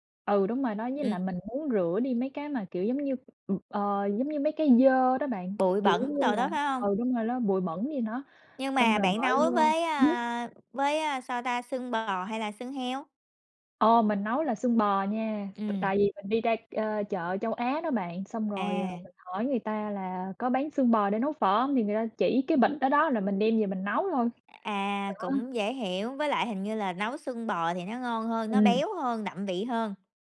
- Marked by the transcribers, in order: tapping
- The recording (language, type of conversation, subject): Vietnamese, unstructured, Bạn đã học nấu phở như thế nào?